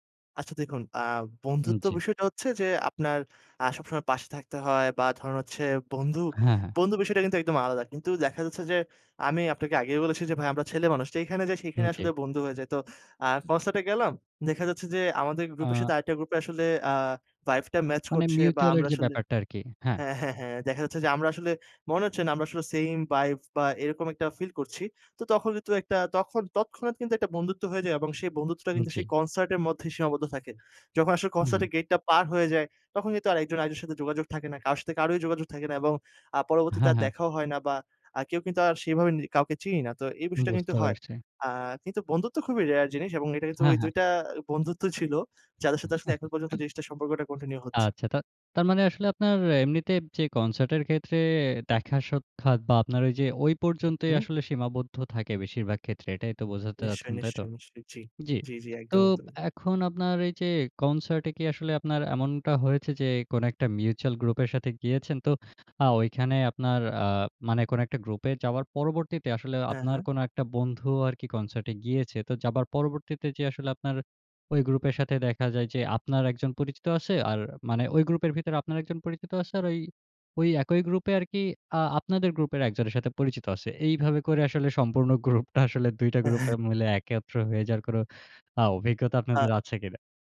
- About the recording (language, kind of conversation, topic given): Bengali, podcast, কনসার্টে কি আপনার নতুন বন্ধু হওয়ার কোনো গল্প আছে?
- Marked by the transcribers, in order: other background noise; "ভাইব" said as "ভাইফ"; in English: "মিউচ্যুয়াল"; in English: "সেইম ভাইফ"; "ভাইব" said as "ভাইফ"; in English: "রেয়ার"; chuckle; in English: "কন্টিনিউ"; in English: "মিউচ্যুয়াল"; laughing while speaking: "গ্রুপটা আসলে"